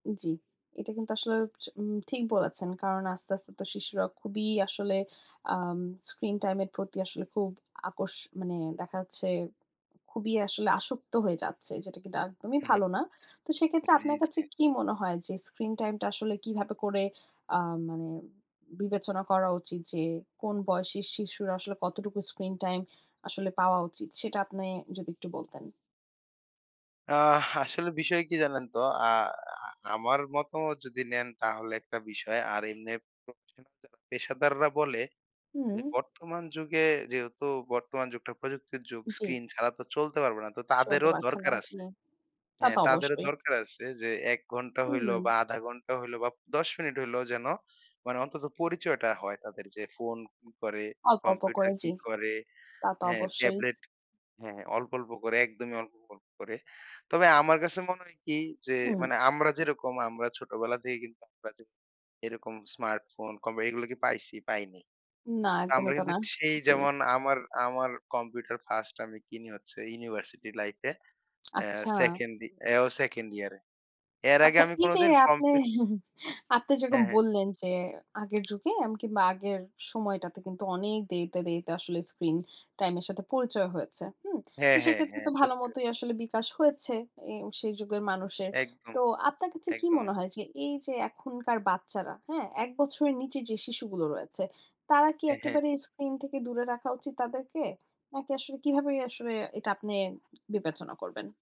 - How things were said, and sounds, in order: "আসক্ত" said as "আকর্ষ"
- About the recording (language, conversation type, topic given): Bengali, podcast, শিশুদের স্ক্রিন সময় নিয়ন্ত্রণ করতে বাড়িতে কী কী ব্যবস্থা নেওয়া উচিত?